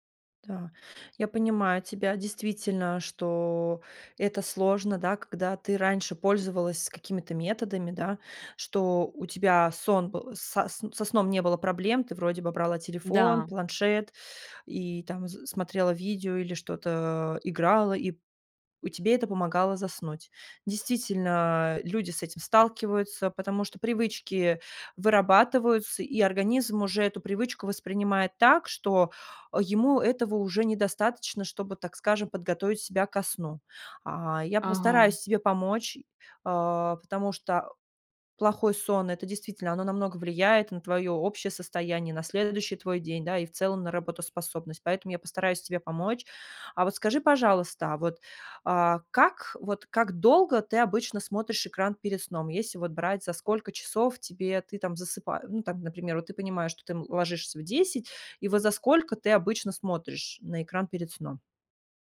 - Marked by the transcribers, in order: other background noise
- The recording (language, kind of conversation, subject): Russian, advice, Почему мне трудно заснуть после долгого времени перед экраном?